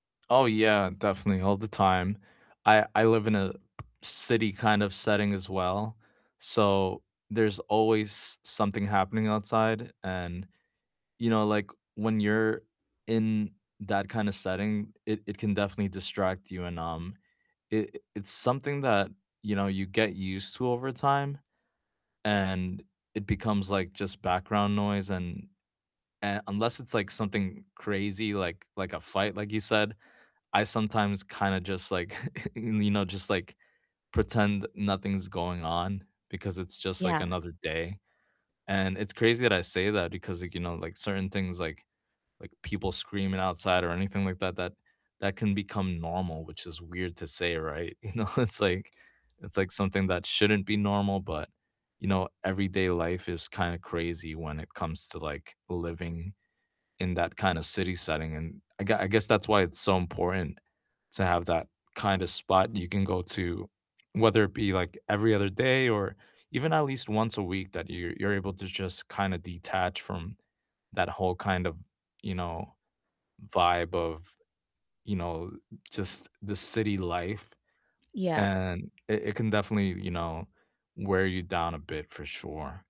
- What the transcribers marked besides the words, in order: other background noise; tapping; static; chuckle; laughing while speaking: "You know"
- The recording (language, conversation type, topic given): English, unstructured, What is your favorite place to study, and what routines help you focus best?
- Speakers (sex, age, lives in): female, 30-34, United States; male, 35-39, United States